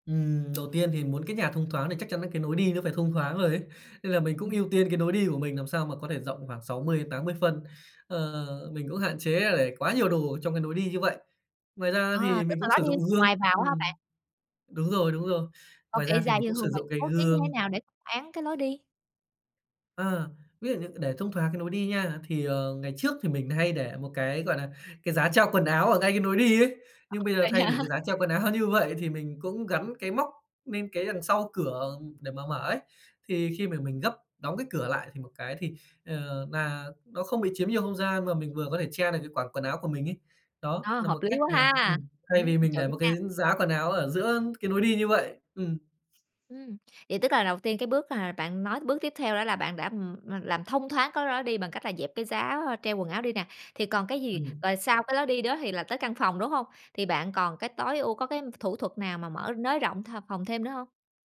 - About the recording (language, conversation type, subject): Vietnamese, podcast, Bạn sắp xếp đồ đạc như thế nào để căn nhà trông rộng hơn?
- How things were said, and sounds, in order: tapping; other background noise; laughing while speaking: "Vậy hả?"; laughing while speaking: "áo"